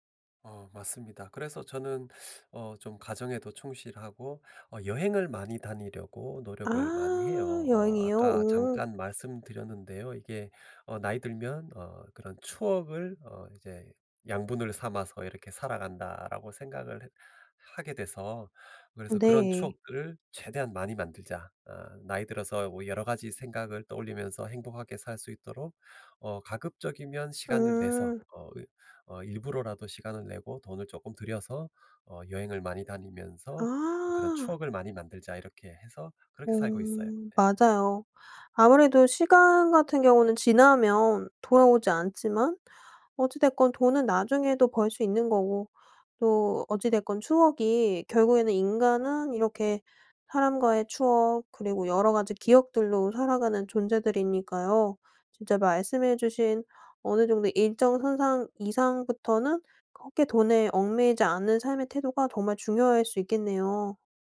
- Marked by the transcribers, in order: other background noise
- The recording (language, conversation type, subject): Korean, podcast, 돈과 삶의 의미는 어떻게 균형을 맞추나요?